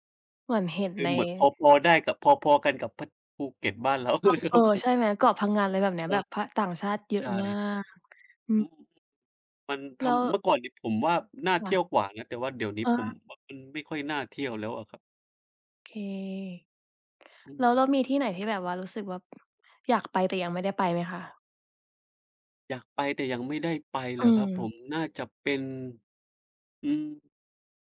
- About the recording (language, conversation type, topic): Thai, unstructured, สถานที่ไหนที่ทำให้คุณรู้สึกทึ่งมากที่สุด?
- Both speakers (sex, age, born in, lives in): female, 25-29, Thailand, Thailand; male, 30-34, Indonesia, Indonesia
- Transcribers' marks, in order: laughing while speaking: "เลยครับผม"; tapping